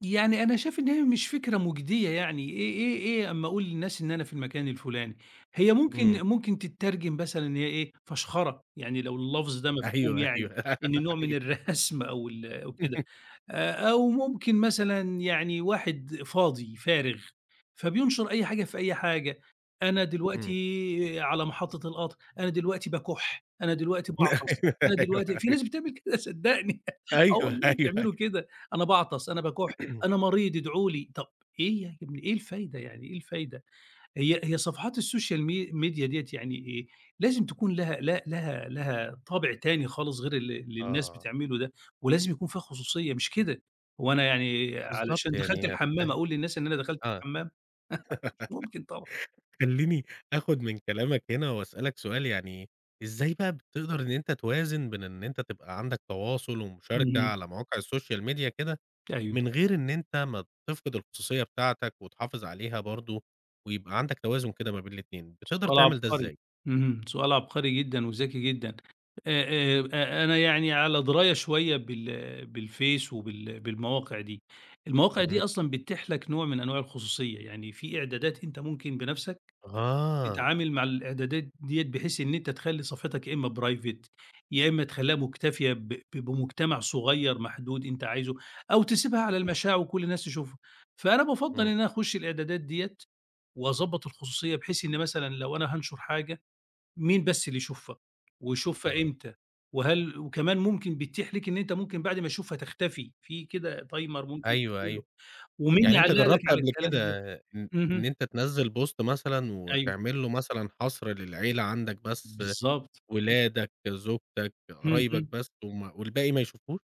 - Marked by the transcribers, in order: tapping; laughing while speaking: "أيوه، أيوه، أيوه"; laugh; laughing while speaking: "الرسم"; chuckle; other background noise; laughing while speaking: "أيوه، أيوه، أيوه. أيوه، أيوه، أيوه"; laughing while speaking: "كده صدّقني، آه، والله"; chuckle; throat clearing; in English: "السوشيال مي ميديا"; laugh; laughing while speaking: "خلّيني آخد"; chuckle; in English: "السوشيال ميديا"; in English: "private"; in English: "timer"; in English: "بوست"
- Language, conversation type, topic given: Arabic, podcast, إيه نصايحك عشان أحمي خصوصيتي على السوشال ميديا؟